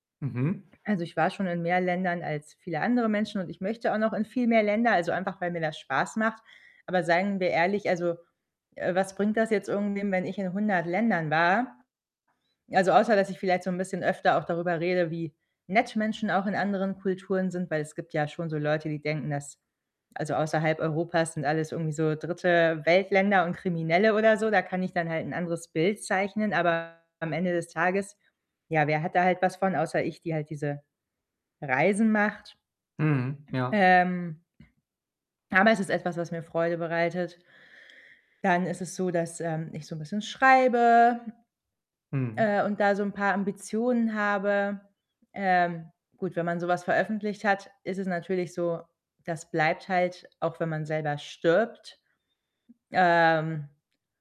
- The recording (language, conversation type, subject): German, advice, Wie möchte ich in Erinnerung bleiben und was gibt meinem Leben Sinn?
- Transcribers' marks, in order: other background noise; distorted speech; other noise